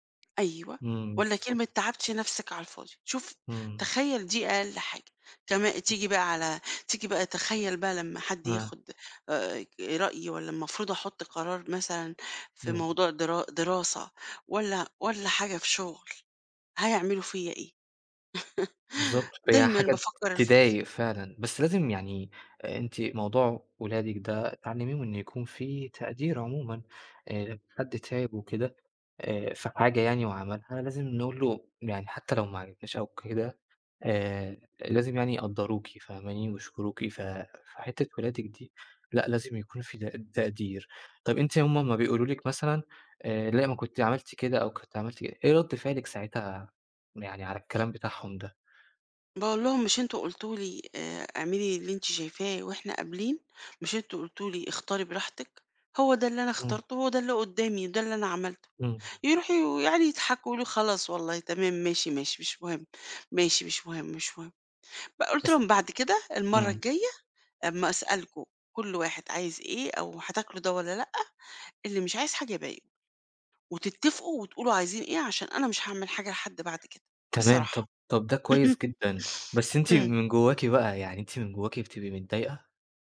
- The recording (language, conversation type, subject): Arabic, advice, إزاي أتجنب إني أأجل قرار كبير عشان خايف أغلط؟
- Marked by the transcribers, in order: tapping; other noise; laugh; laugh